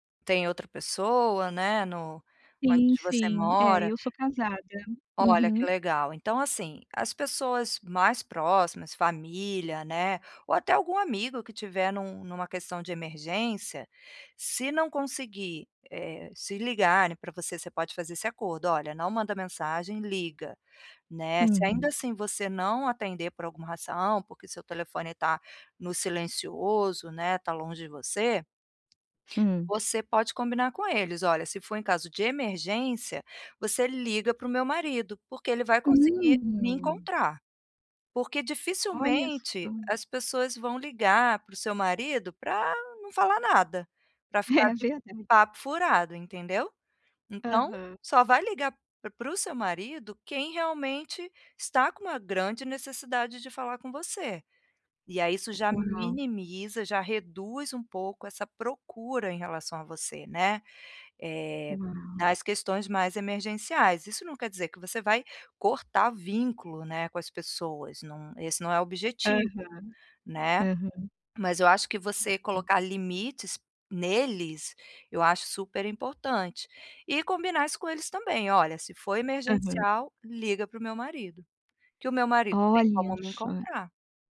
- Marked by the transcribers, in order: drawn out: "Uhum"; laughing while speaking: "É"; tapping
- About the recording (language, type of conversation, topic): Portuguese, advice, Como posso reduzir as distrações e melhorar o ambiente para trabalhar ou estudar?